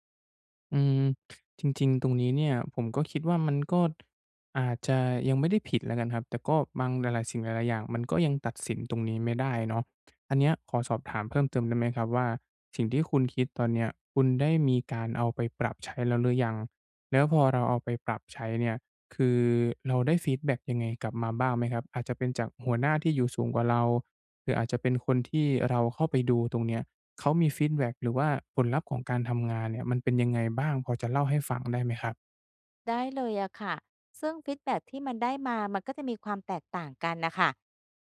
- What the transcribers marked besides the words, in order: other background noise; "ฟีดแบ็ก" said as "ฟีดแว็ก"
- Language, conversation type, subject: Thai, advice, จะทำอย่างไรให้คนในองค์กรเห็นความสำเร็จและผลงานของฉันมากขึ้น?